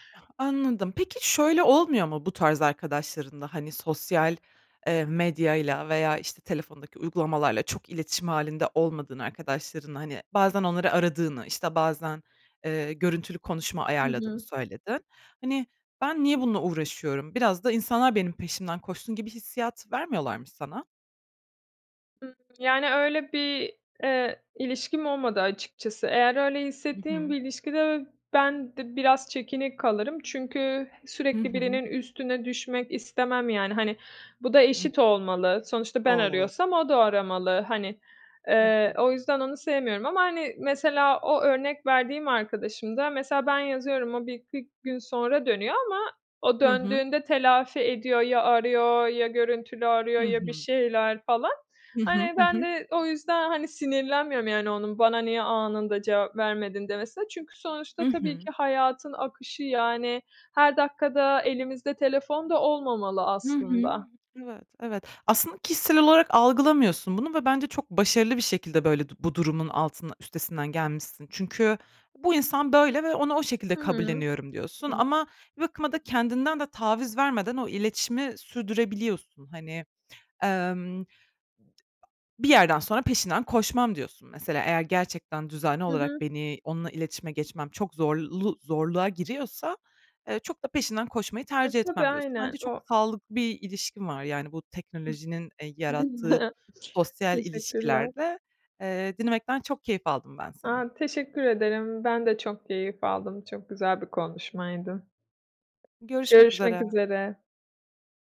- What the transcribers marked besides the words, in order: other background noise; unintelligible speech; other noise; tapping; chuckle
- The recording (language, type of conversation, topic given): Turkish, podcast, Teknoloji sosyal ilişkilerimizi nasıl etkiledi sence?